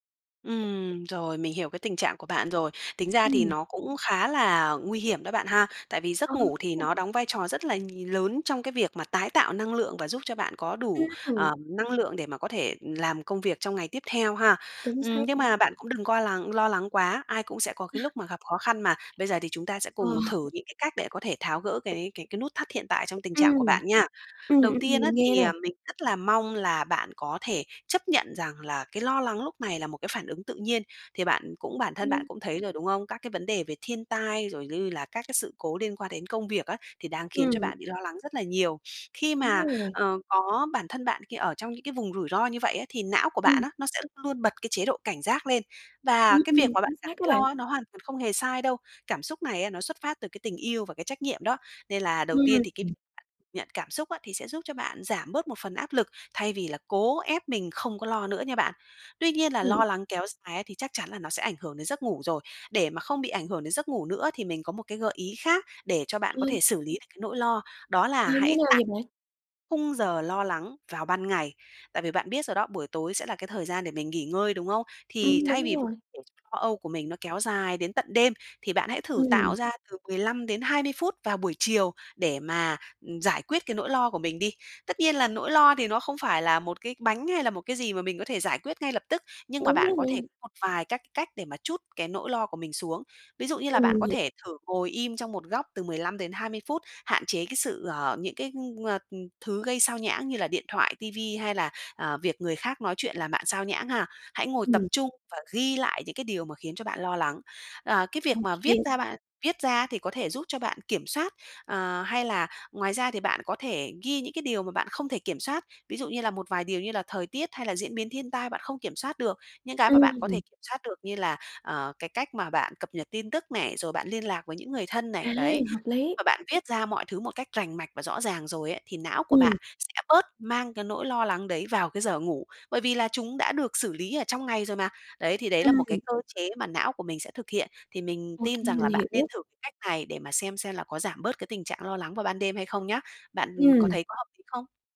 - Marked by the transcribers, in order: tapping; laugh; laughing while speaking: "Ờ"; sniff
- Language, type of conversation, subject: Vietnamese, advice, Vì sao bạn thường trằn trọc vì lo lắng liên tục?